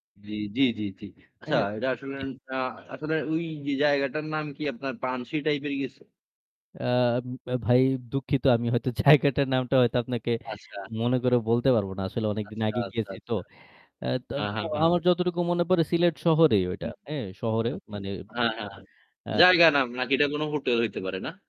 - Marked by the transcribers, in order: static; laughing while speaking: "জায়গাটার"; "তো" said as "পো"; distorted speech; other background noise
- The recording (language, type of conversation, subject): Bengali, unstructured, সুস্বাদু খাবার খেতে গেলে আপনার কোন সুখস্মৃতি মনে পড়ে?